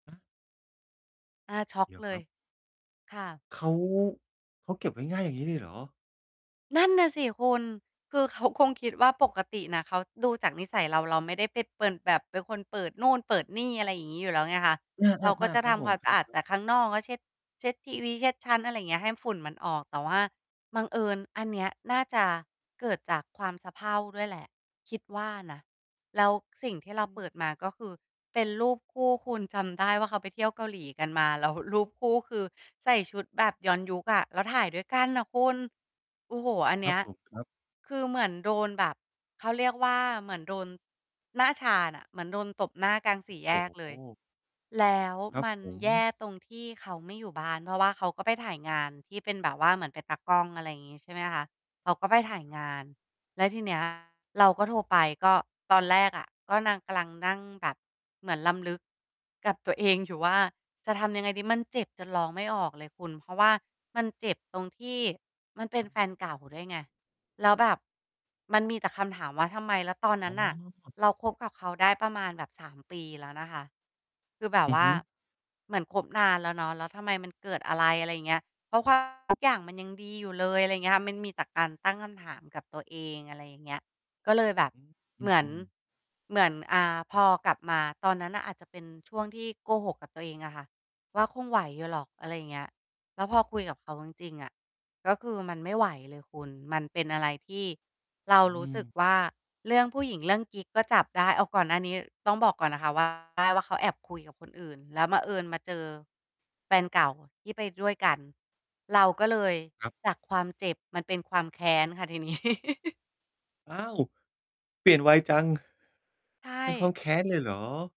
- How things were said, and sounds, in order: mechanical hum; distorted speech; other noise; laughing while speaking: "แล้ว"; tapping; static; "บังเอิญ" said as "มาเอิญ"; laughing while speaking: "นี้"; chuckle
- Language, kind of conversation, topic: Thai, podcast, คุณช่วยเล่าให้ฟังได้ไหมว่ามีช่วงไหนในชีวิตที่คุณต้องเริ่มต้นใหม่อีกครั้ง?
- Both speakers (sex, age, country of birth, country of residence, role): female, 35-39, Thailand, Thailand, guest; male, 45-49, Thailand, Thailand, host